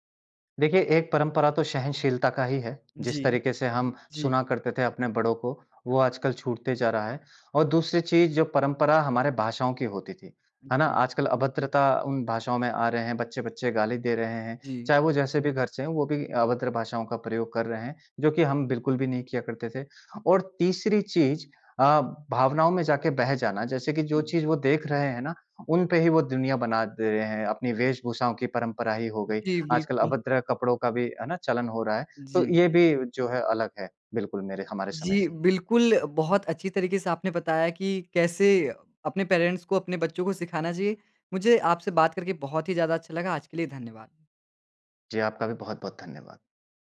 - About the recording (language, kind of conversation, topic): Hindi, podcast, नई पीढ़ी तक परंपराएँ पहुँचाने का आपका तरीका क्या है?
- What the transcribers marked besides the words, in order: other background noise; in English: "पेरेंट्स"